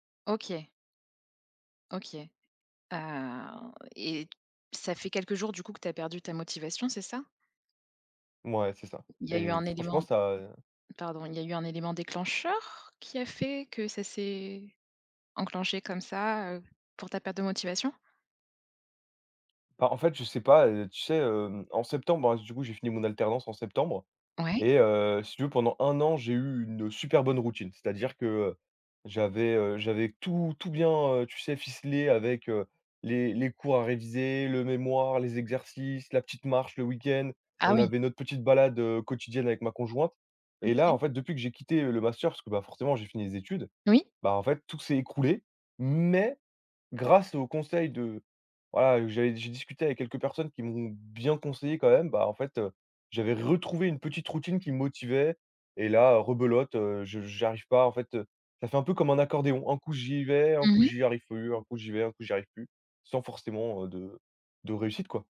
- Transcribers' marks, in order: drawn out: "Ah"; tapping; stressed: "Mais"
- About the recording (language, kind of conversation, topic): French, advice, Pourquoi est-ce que j’abandonne une nouvelle routine d’exercice au bout de quelques jours ?